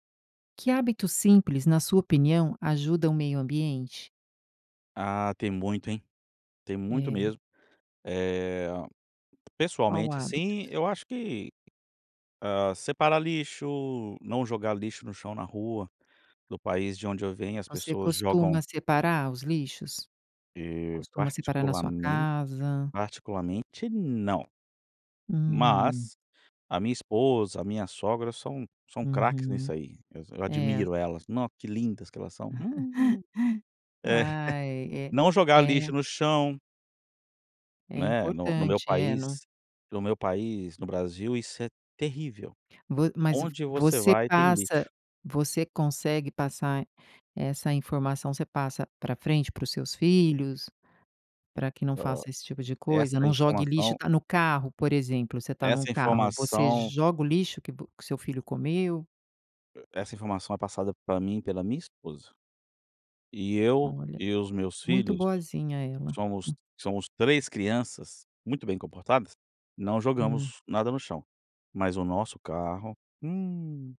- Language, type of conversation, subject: Portuguese, podcast, Que hábito simples, na sua opinião, ajuda o meio ambiente?
- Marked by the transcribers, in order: tapping; laugh; chuckle; other noise